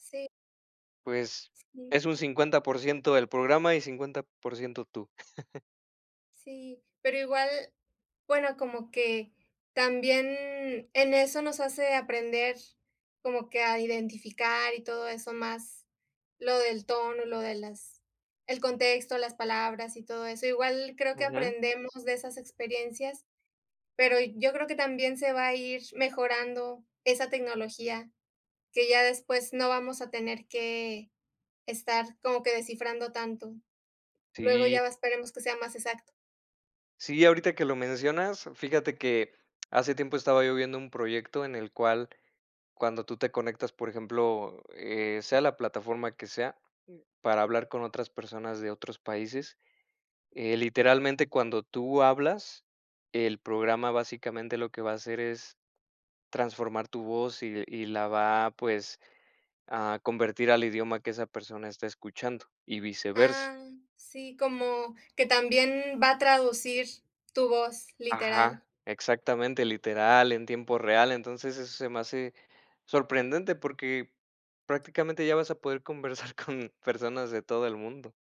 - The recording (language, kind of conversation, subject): Spanish, unstructured, ¿Te sorprende cómo la tecnología conecta a personas de diferentes países?
- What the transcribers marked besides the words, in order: chuckle